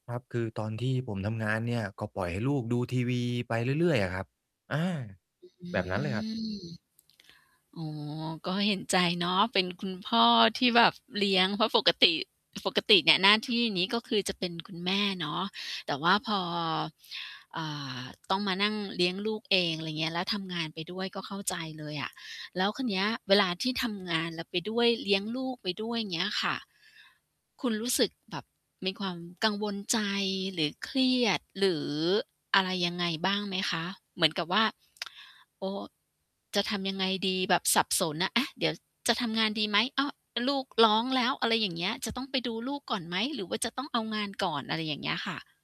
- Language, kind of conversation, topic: Thai, advice, ฉันควรจัดสมดุลระหว่างงานกับการเลี้ยงลูกอย่างไร?
- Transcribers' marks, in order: static; distorted speech; drawn out: "อือ"; lip smack; tapping